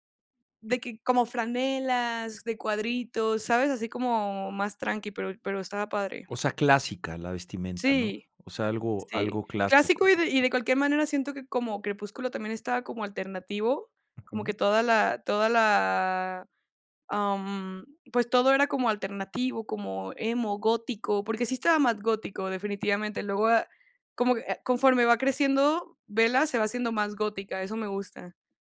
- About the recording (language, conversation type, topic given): Spanish, podcast, ¿Qué película o serie te inspira a la hora de vestirte?
- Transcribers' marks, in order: none